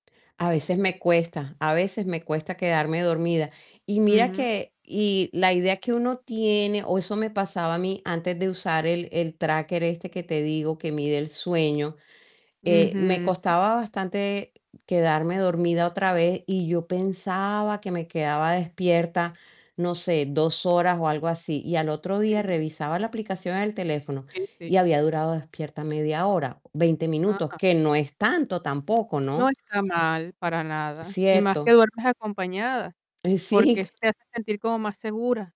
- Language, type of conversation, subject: Spanish, advice, ¿Cómo puedo mejorar la duración y la calidad de mi sueño?
- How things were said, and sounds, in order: static; tapping; distorted speech; laughing while speaking: "Eh, sí"